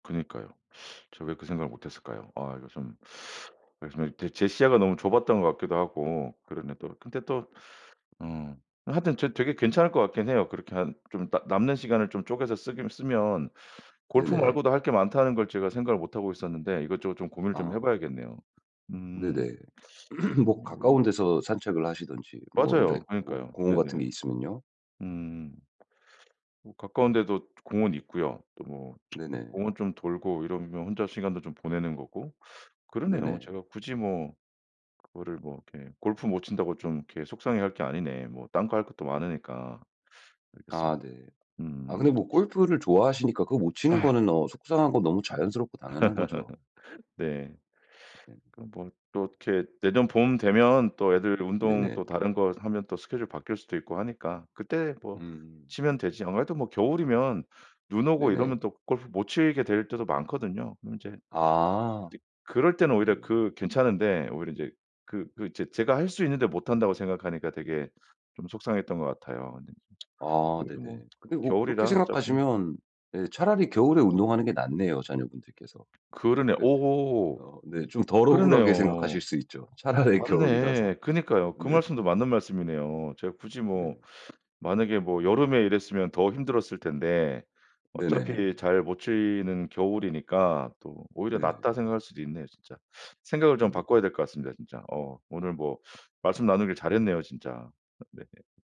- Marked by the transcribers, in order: tapping; other background noise; throat clearing; lip smack; laugh; lip smack; laughing while speaking: "차라리"
- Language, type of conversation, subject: Korean, advice, 시간이 부족해 취미를 즐길 수 없을 때는 어떻게 해야 하나요?